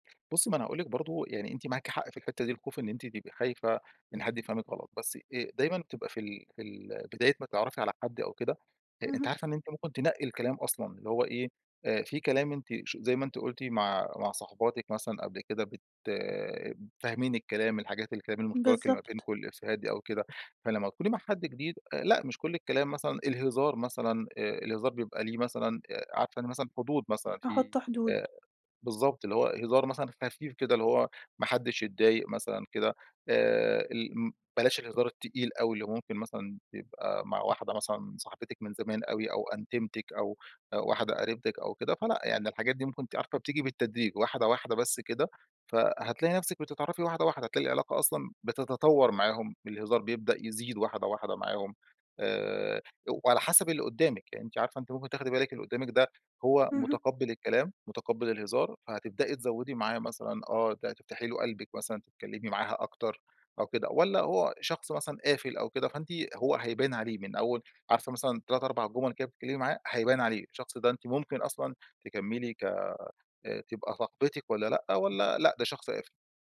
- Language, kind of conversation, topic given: Arabic, advice, إزاي أقدر أعمل صحاب وأكوّن شبكة علاقات في المكان الجديد؟
- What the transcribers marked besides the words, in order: none